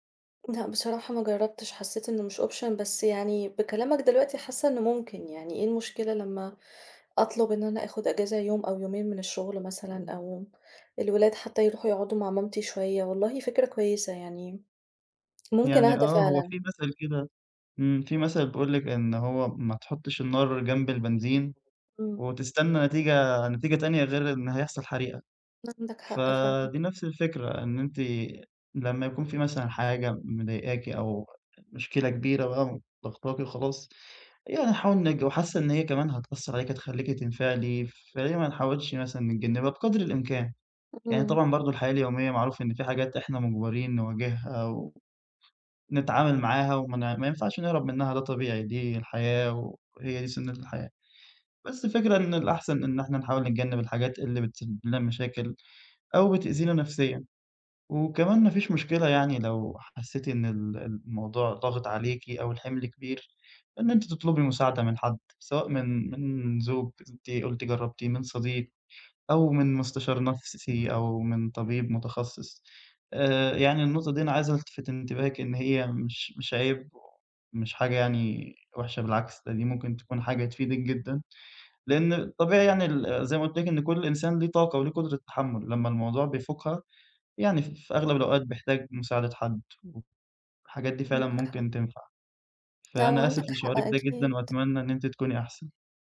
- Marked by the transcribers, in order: in English: "option"; other background noise
- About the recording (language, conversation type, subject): Arabic, advice, إزاي التعب المزمن بيأثر على تقلبات مزاجي وانفجارات غضبي؟